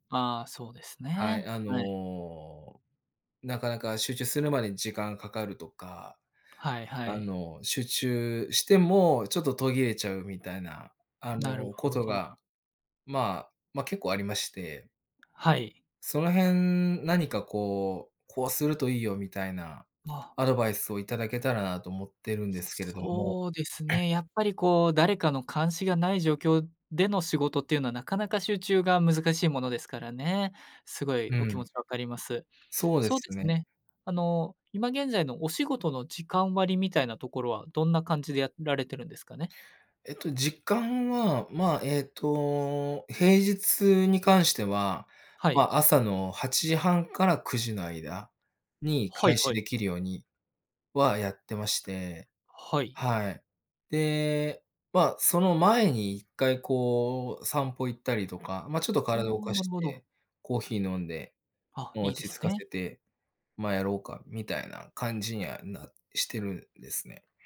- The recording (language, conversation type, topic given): Japanese, advice, 仕事中に集中するルーティンを作れないときの対処法
- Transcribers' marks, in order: throat clearing